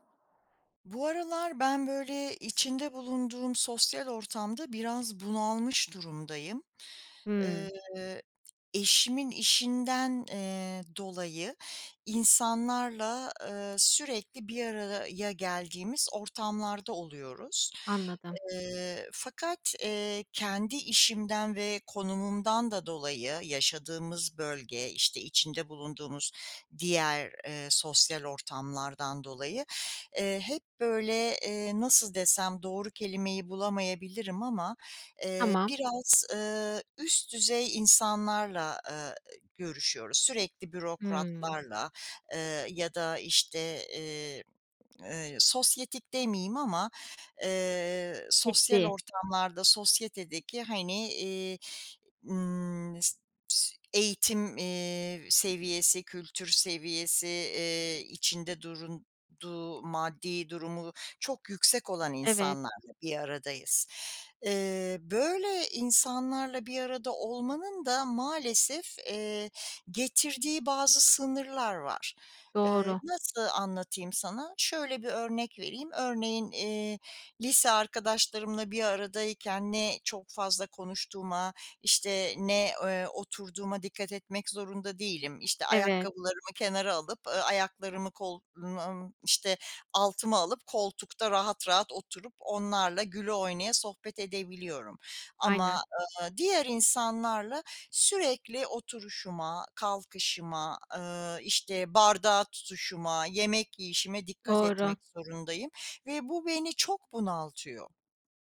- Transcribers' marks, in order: other background noise; tapping; "araya" said as "araraya"; other noise; "durduğu" said as "durunduğu"; unintelligible speech
- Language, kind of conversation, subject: Turkish, advice, Kutlamalarda sosyal beklenti baskısı yüzünden doğal olamıyorsam ne yapmalıyım?